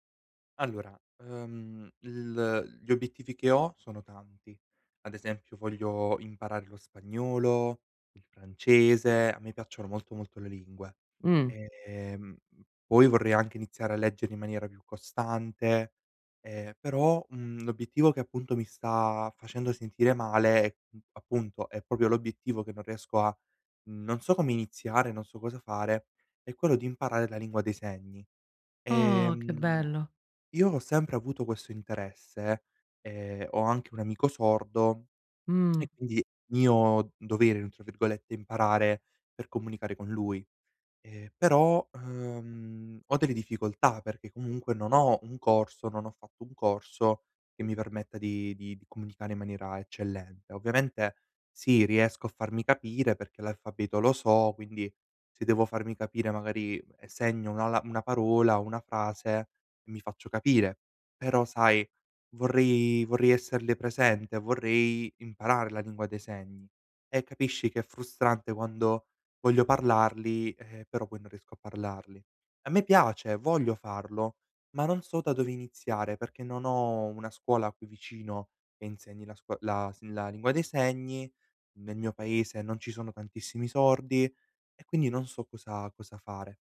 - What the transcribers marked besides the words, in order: other background noise; "proprio" said as "popio"; tsk; unintelligible speech
- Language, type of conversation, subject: Italian, advice, Perché faccio fatica a iniziare un nuovo obiettivo personale?